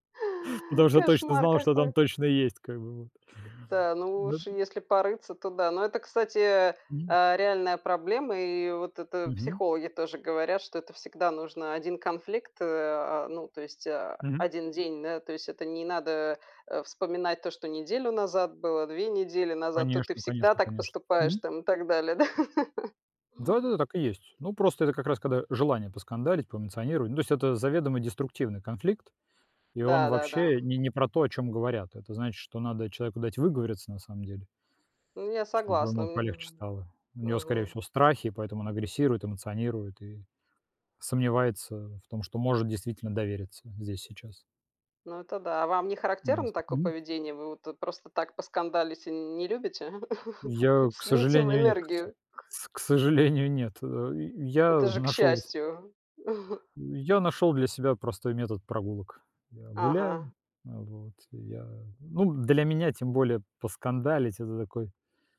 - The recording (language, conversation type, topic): Russian, unstructured, Что для тебя важнее — быть правым или сохранить отношения?
- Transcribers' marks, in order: laugh; chuckle